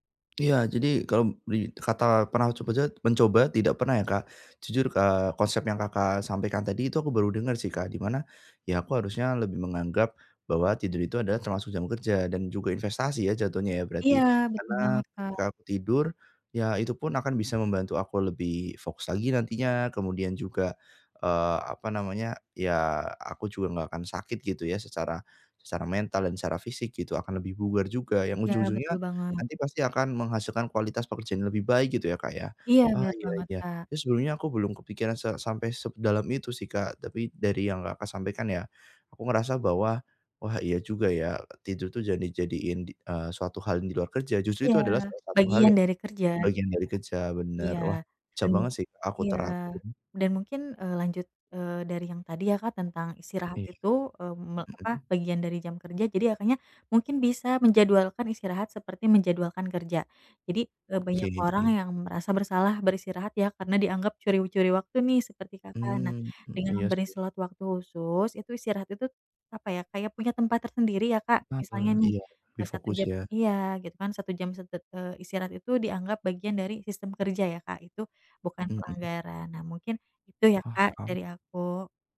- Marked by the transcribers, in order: other background noise
- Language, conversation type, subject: Indonesian, advice, Bagaimana cara mengurangi suara kritik diri yang terus muncul?